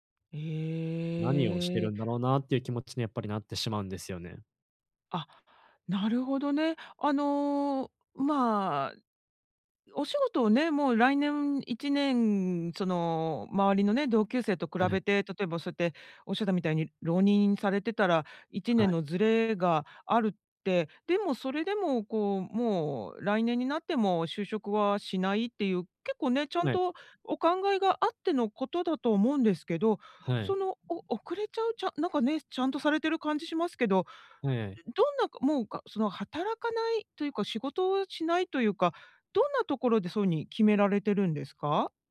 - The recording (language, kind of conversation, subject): Japanese, advice, 他人と比べても自己価値を見失わないためには、どうすればよいですか？
- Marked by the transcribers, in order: other noise